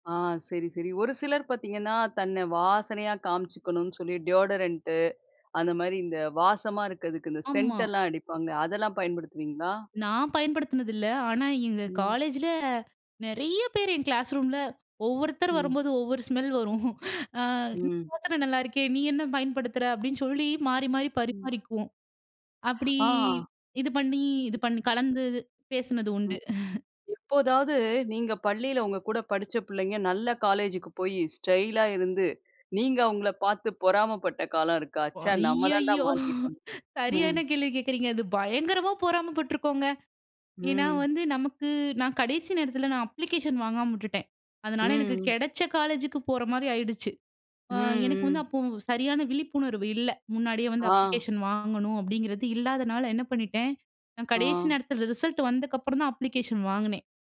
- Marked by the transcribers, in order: in English: "டியோடரண்ட்டு"; in English: "சென்ட்டெல்லாம்"; laughing while speaking: "ஒவ்வொரு ஸ்மெல் வரும். அ நல்லாயிருக்கே … கலந்து பேசினது உண்டு"; unintelligible speech; other noise; laughing while speaking: "ஓ! ஐயயோ! சரியான கேள்வி கேக்குறீங்க அது பயங்கரமா பொறாம பட்ருக்கோங்க"; surprised: "ஓ! ஐயயோ! சரியான கேள்வி கேக்குறீங்க அது பயங்கரமா பொறாம பட்ருக்கோங்க"; in English: "அப்ளிகேஷன்"; in English: "அப்ளிகேஷன்"; in English: "ரிசல்ட்"; in English: "அப்ளிகேஷன்"
- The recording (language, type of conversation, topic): Tamil, podcast, பள்ளி மற்றும் கல்லூரி நாட்களில் உங்கள் ஸ்டைல் எப்படி இருந்தது?